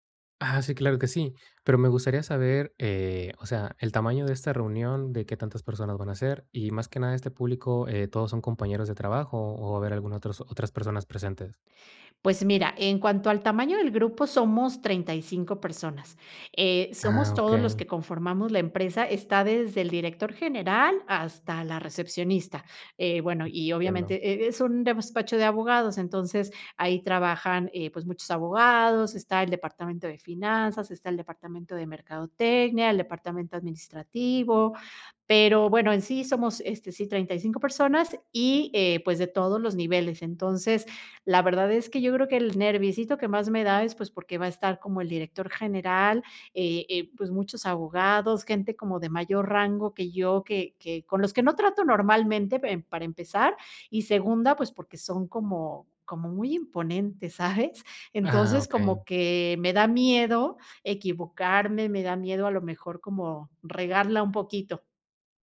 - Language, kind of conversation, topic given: Spanish, advice, ¿Cómo puedo hablar en público sin perder la calma?
- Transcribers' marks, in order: other background noise